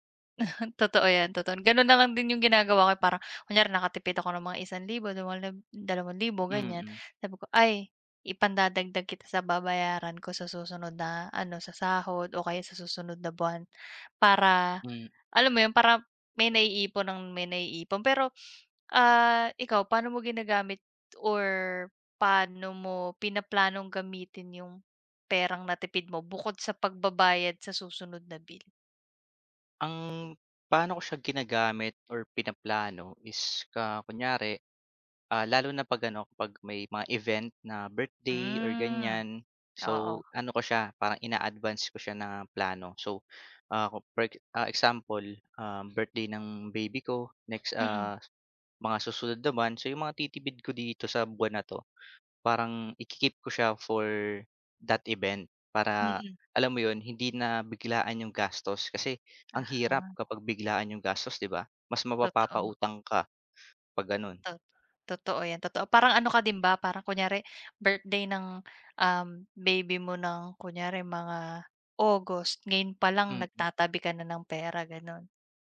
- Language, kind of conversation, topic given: Filipino, unstructured, Ano ang pakiramdam mo kapag malaki ang natitipid mo?
- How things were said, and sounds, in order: scoff; tapping